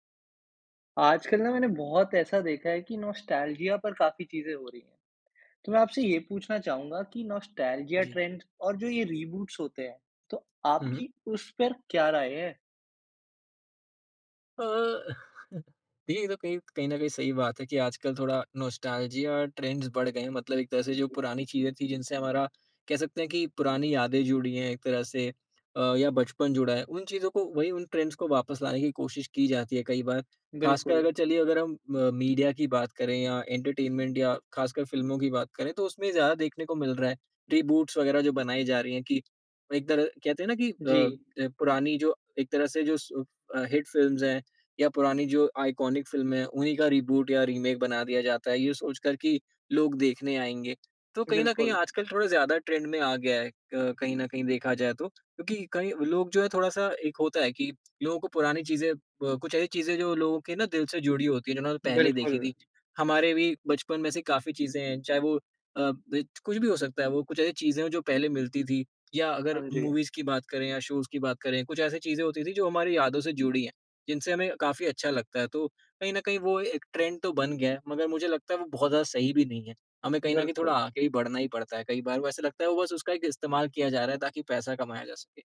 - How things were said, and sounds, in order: in English: "नॉस्टैल्जिया"; in English: "नॉस्टैल्जिया ट्रेंड"; in English: "रीबूट्स"; chuckle; in English: "नॉस्टैल्जिया ट्रेंड्स"; in English: "ट्रेंड्स"; in English: "एंटरटेनमेंट"; in English: "रीबूट्स"; in English: "हिट फिल्म्स"; in English: "आइकॉनिक"; in English: "रीबूट"; in English: "रीमेक"; in English: "ट्रेंड"; in English: "मूवीज़"; in English: "शोज़"; in English: "ट्रेंड"
- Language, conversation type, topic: Hindi, podcast, नॉस्टैल्जिया ट्रेंड्स और रीबूट्स पर तुम्हारी क्या राय है?